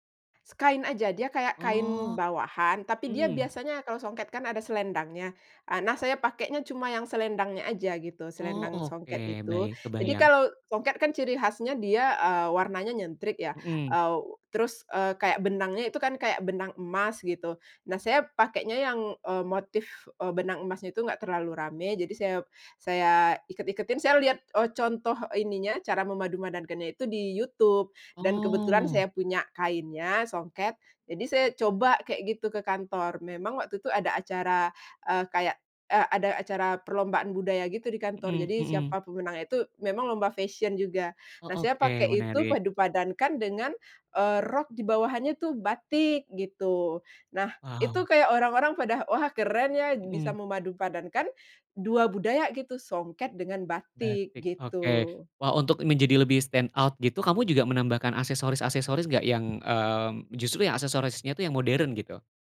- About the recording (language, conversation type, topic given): Indonesian, podcast, Bagaimana pengalamanmu memadukan busana tradisional dengan gaya modern?
- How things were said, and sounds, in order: in English: "stand out"; other background noise